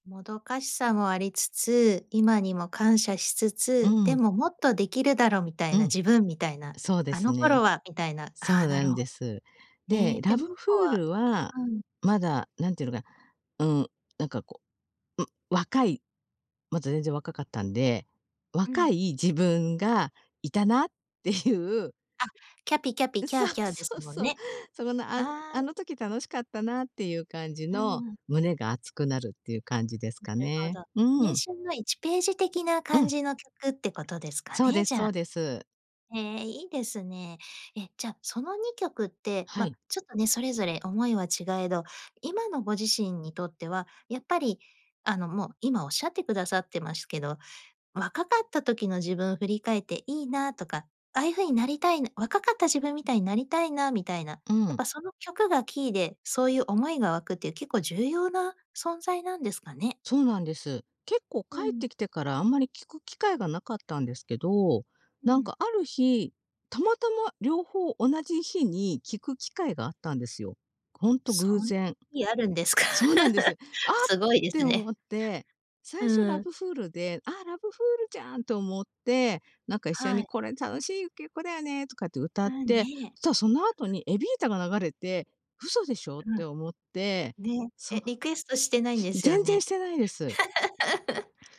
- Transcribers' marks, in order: tapping; unintelligible speech; laughing while speaking: "っていう。 あ、そう そう そう"; other background noise; laughing while speaking: "ですか？"; laugh; laugh
- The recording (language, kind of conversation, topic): Japanese, podcast, 昔よく聴いていた曲の中で、今でも胸が熱くなる曲はどれですか？